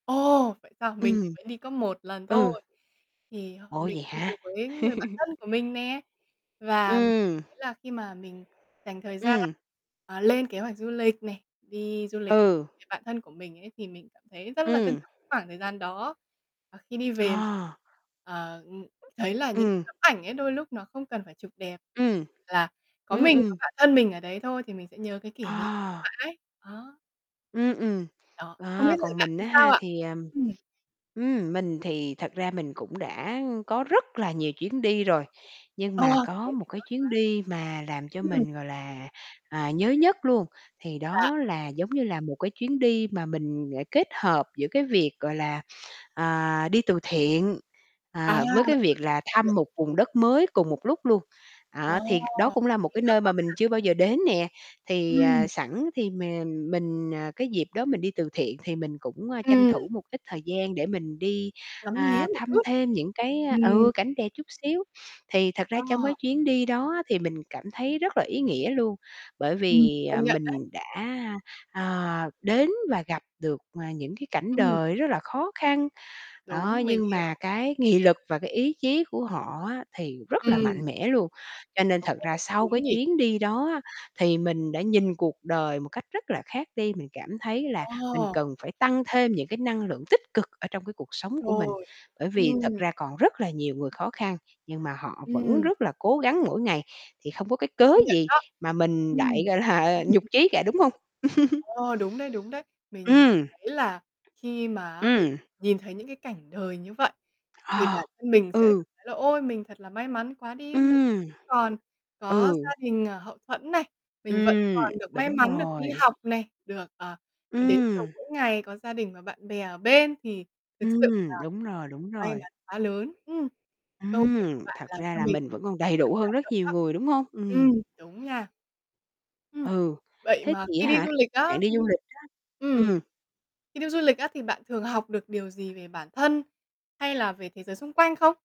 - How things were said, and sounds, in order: distorted speech; static; tapping; laugh; unintelligible speech; other background noise; unintelligible speech; laugh; laughing while speaking: "gọi là"; laugh
- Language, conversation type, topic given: Vietnamese, unstructured, Theo bạn, việc đi du lịch có giúp thay đổi cách nhìn về cuộc sống không?